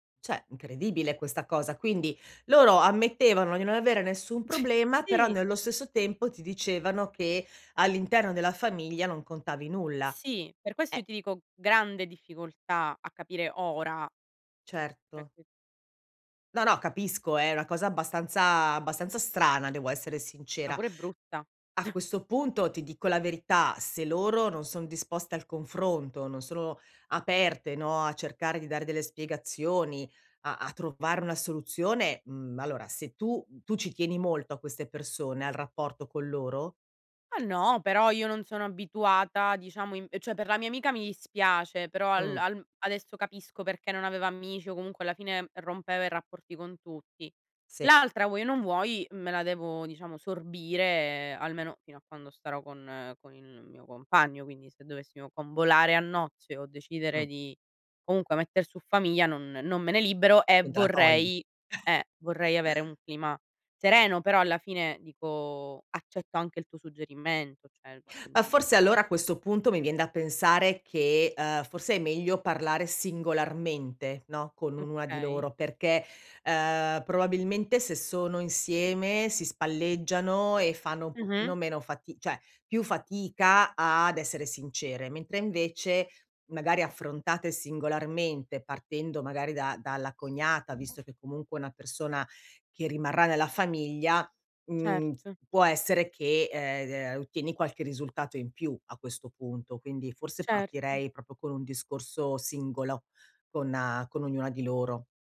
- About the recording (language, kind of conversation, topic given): Italian, advice, Come posso risolvere i conflitti e i rancori del passato con mio fratello?
- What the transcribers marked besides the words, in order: "Cioè" said as "ceh"; chuckle; unintelligible speech; scoff; "cioè" said as "ceh"; "amici" said as "ammici"; chuckle; "cioè" said as "ceh"; "ognuna" said as "ununa"; "cioè" said as "ceh"; tapping